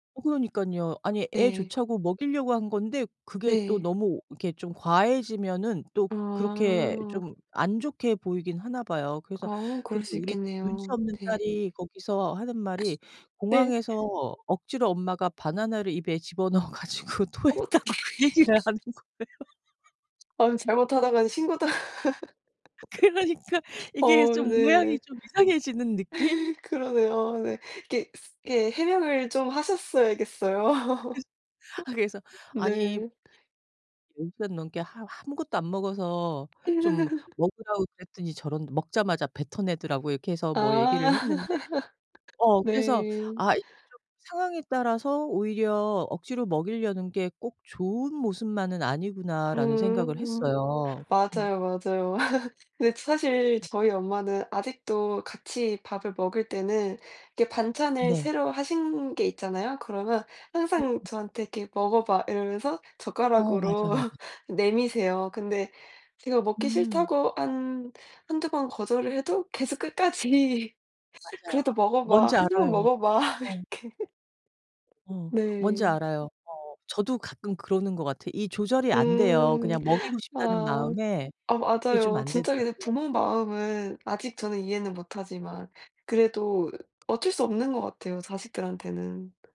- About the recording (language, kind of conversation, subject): Korean, unstructured, 아이들에게 음식 취향을 강요해도 될까요?
- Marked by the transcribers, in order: other background noise; laughing while speaking: "집어넣어 가지고 토했다"; laughing while speaking: "어떡해"; laughing while speaking: "고 그 얘기를 하는 거예요"; laugh; laughing while speaking: "신고당하"; laughing while speaking: "그러니까 이게 좀 모양이 좀 이상해지는 느낌?"; laugh; tapping; laugh; laughing while speaking: "그러네요. 네"; laugh; unintelligible speech; other noise; laugh; laugh; laugh; laugh; laughing while speaking: "끝까지"; laughing while speaking: "먹어 봐"; laughing while speaking: "이렇게"